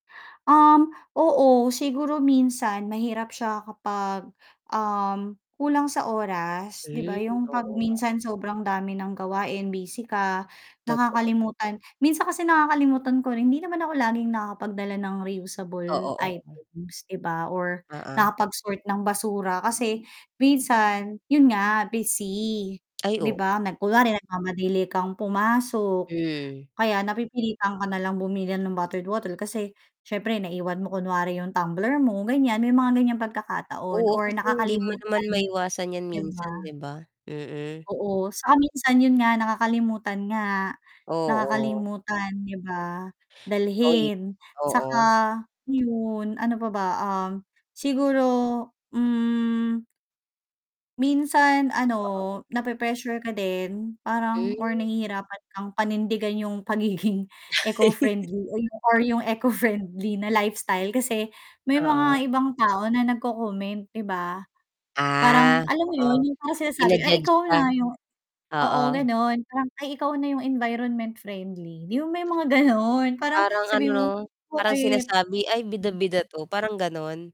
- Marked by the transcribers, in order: mechanical hum; static; tapping; distorted speech; chuckle; other background noise
- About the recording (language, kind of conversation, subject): Filipino, unstructured, Ano-ano ang mga simpleng bagay na ginagawa mo para makatulong sa kapaligiran?